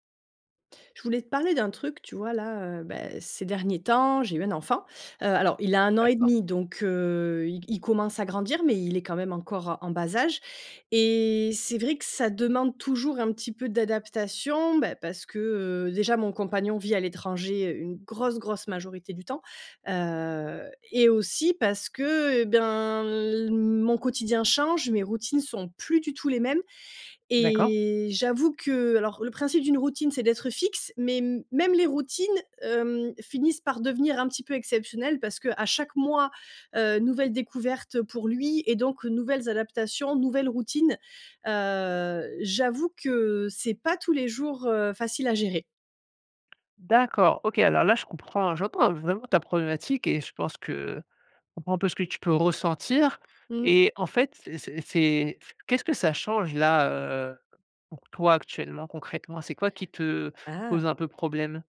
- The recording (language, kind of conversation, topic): French, advice, Comment la naissance de votre enfant a-t-elle changé vos routines familiales ?
- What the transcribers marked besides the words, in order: other background noise; drawn out: "Heu"; drawn out: "ben"; drawn out: "et"; stressed: "lui"